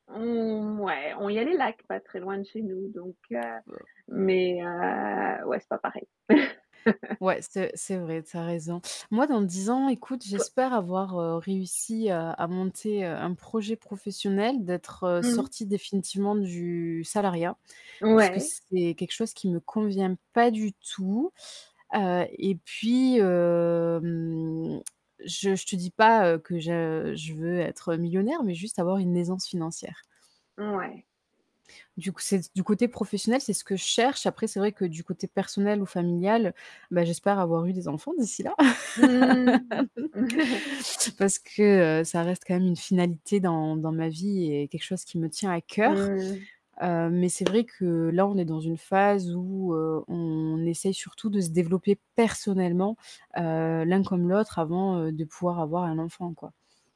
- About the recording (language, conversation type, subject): French, unstructured, Comment imagines-tu ta vie dans dix ans ?
- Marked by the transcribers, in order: static; drawn out: "Mmh"; tapping; drawn out: "heu"; chuckle; distorted speech; drawn out: "hem"; chuckle; laugh; stressed: "personnellement"